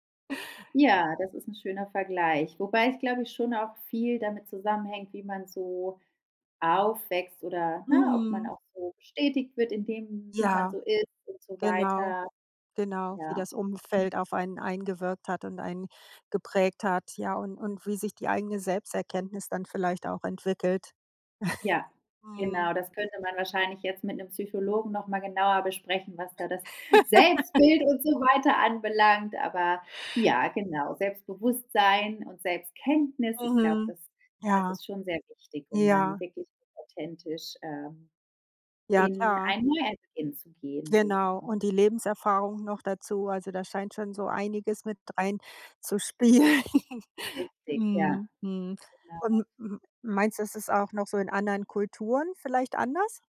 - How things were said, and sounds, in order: chuckle; laugh; stressed: "Selbstbild"; stressed: "Selbstkenntnis"; unintelligible speech; laughing while speaking: "reinzuspielen"
- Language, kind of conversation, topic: German, podcast, Wie wichtig ist dir Authentizität, wenn du einen Neuanfang wagst?